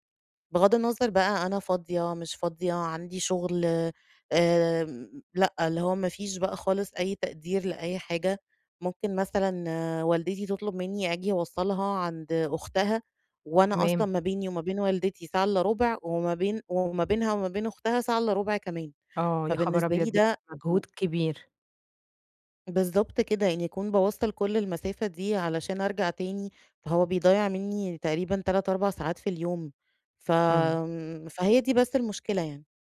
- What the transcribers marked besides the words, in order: unintelligible speech; tapping
- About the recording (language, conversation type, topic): Arabic, advice, إزاي أتعامل مع زيادة الالتزامات عشان مش بعرف أقول لأ؟